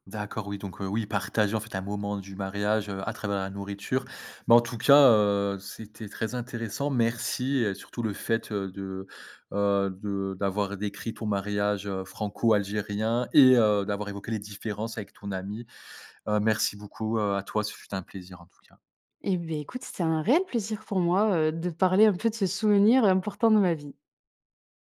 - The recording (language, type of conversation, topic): French, podcast, Comment se déroule un mariage chez vous ?
- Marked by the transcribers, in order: stressed: "partager"